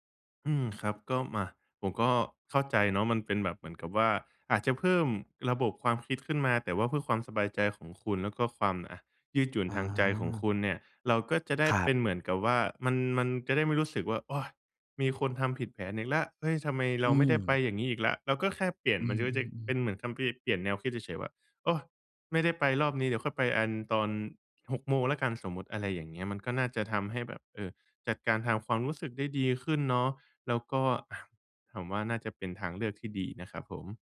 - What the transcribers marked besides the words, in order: none
- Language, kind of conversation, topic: Thai, advice, ฉันจะสร้างความยืดหยุ่นทางจิตใจได้อย่างไรเมื่อเจอการเปลี่ยนแปลงและความไม่แน่นอนในงานและชีวิตประจำวันบ่อยๆ?